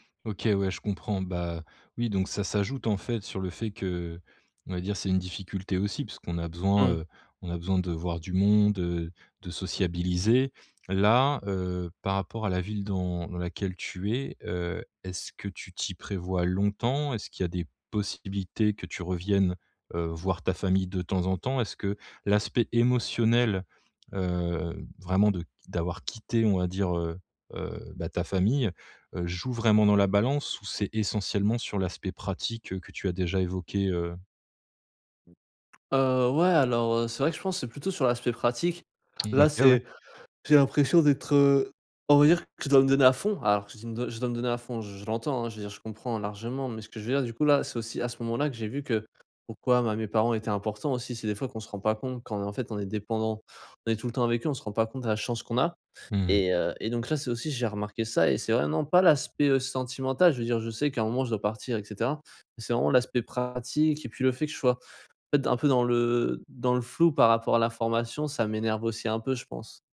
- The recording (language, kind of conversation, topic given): French, advice, Comment s’adapter à un déménagement dans une nouvelle ville loin de sa famille ?
- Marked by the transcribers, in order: other background noise; drawn out: "heu"; yawn